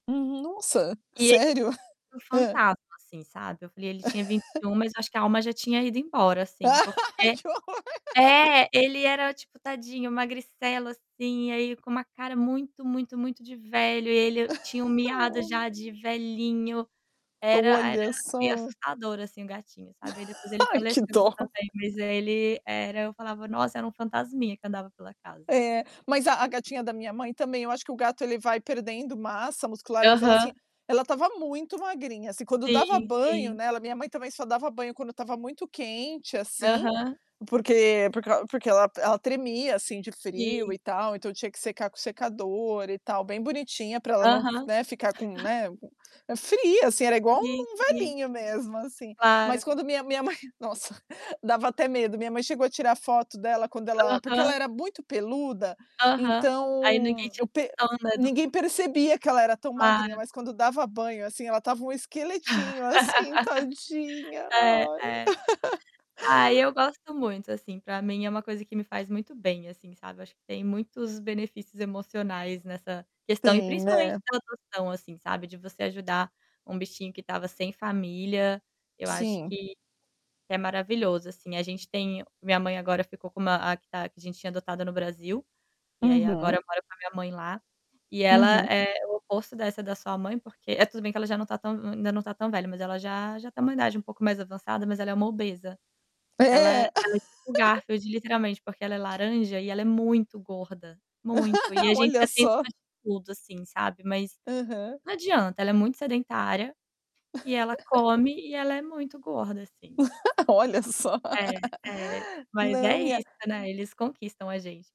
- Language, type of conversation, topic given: Portuguese, unstructured, A adoção de um animal de estimação é mais gratificante do que a compra de um?
- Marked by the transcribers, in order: static; distorted speech; chuckle; laugh; laughing while speaking: "Que horror"; tapping; laugh; chuckle; laughing while speaking: "Ai, que dó"; other background noise; chuckle; laughing while speaking: "minha mãe nossa"; laugh; put-on voice: "tadinha, ai"; chuckle; laugh; laugh; laugh; laugh; laughing while speaking: "Olha só"; laugh